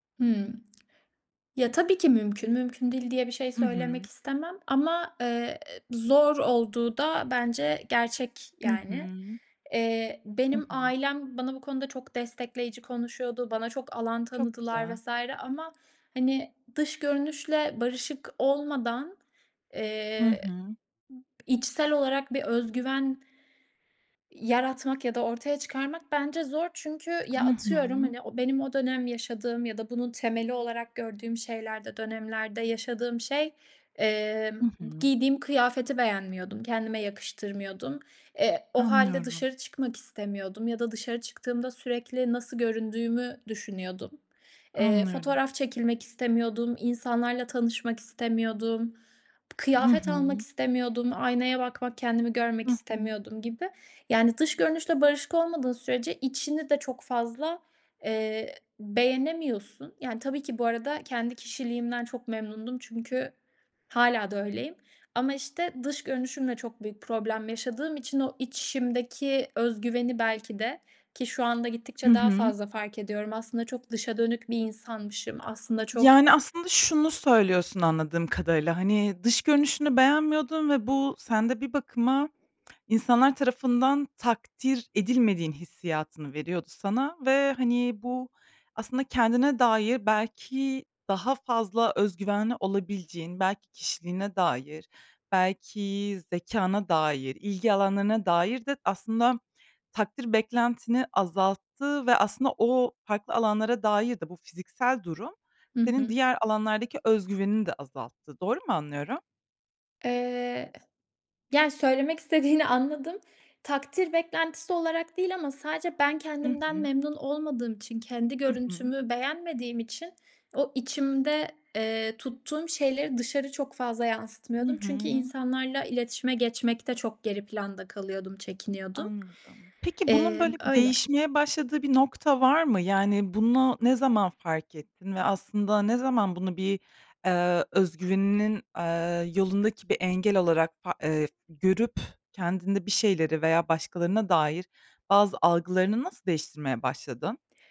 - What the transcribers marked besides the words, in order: tapping; other noise; other background noise
- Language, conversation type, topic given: Turkish, podcast, Kendine güvenini nasıl inşa ettin?